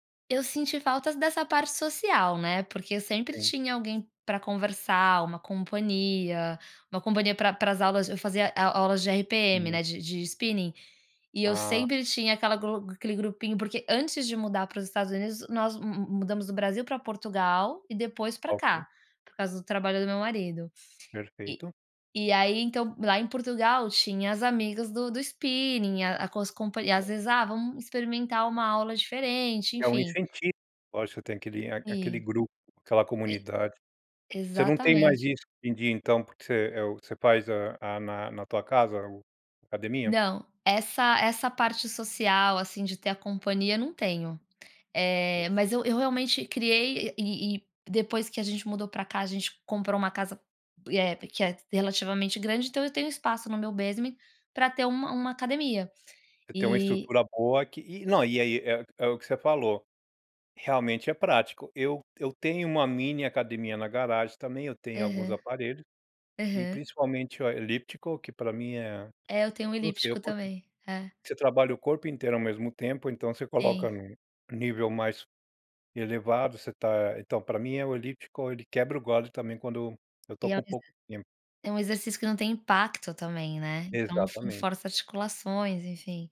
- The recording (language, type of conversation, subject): Portuguese, podcast, Como manter uma rotina saudável na correria do dia a dia?
- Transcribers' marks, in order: tapping; unintelligible speech; in English: "basement"; unintelligible speech